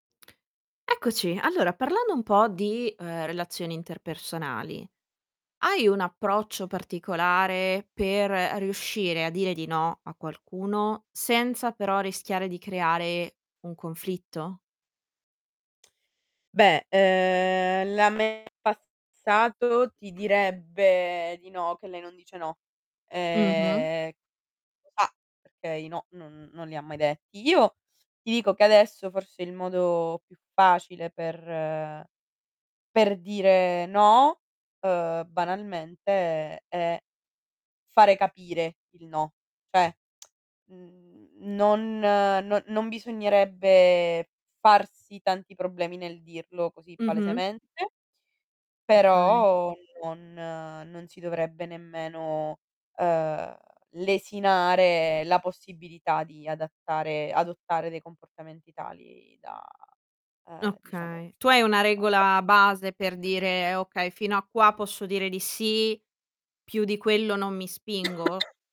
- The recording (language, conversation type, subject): Italian, podcast, Qual è il tuo approccio per dire di no senza creare conflitto?
- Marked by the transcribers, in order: tapping; drawn out: "uhm"; distorted speech; other background noise; drawn out: "ehm"; lip smack; static; unintelligible speech